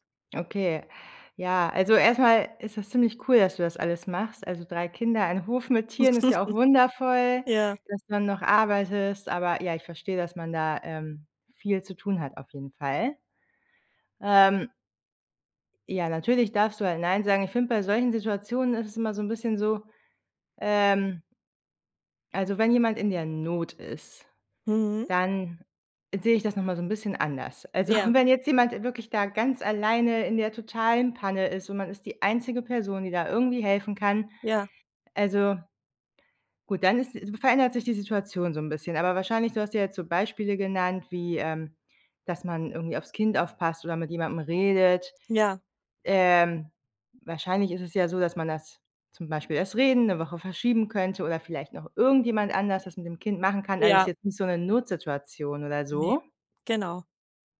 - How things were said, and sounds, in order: chuckle; chuckle
- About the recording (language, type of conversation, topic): German, advice, Warum fällt es dir schwer, bei Bitten Nein zu sagen?